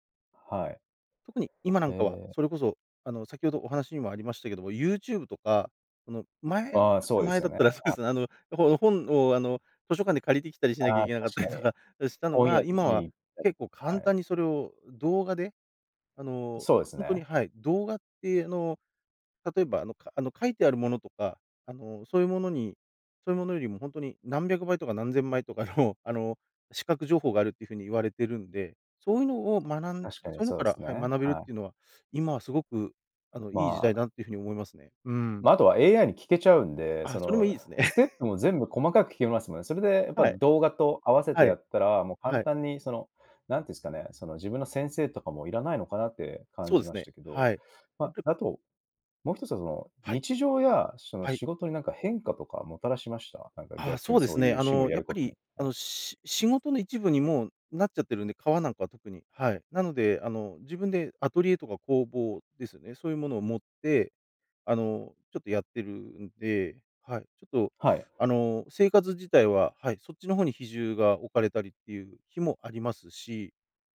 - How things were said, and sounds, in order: laughing while speaking: "とか"; laughing while speaking: "とかの"; other background noise; laugh
- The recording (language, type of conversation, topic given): Japanese, podcast, 最近、ワクワクした学びは何ですか？